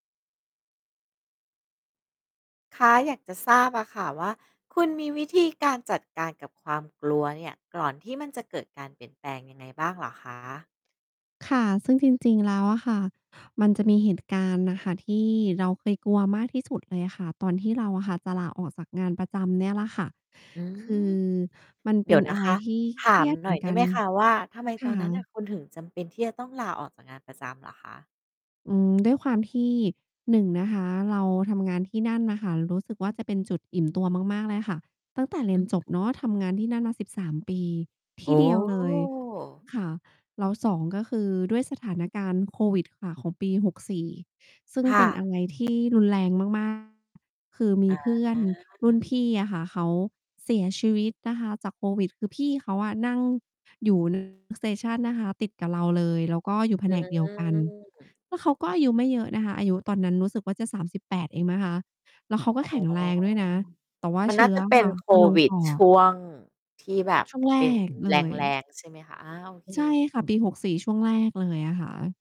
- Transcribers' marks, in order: static; distorted speech; in English: "station"
- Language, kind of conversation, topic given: Thai, podcast, คุณรับมือกับความกลัวก่อนตัดสินใจเปลี่ยนแปลงอย่างไร?